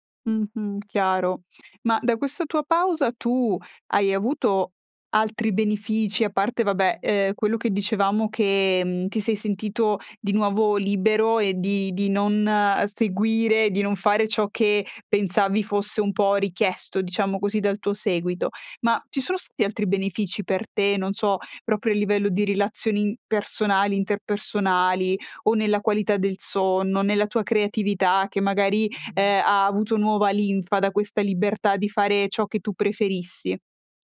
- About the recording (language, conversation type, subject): Italian, podcast, Hai mai fatto una pausa digitale lunga? Com'è andata?
- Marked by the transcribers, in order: tapping; "relazioni" said as "rilazioni"; other background noise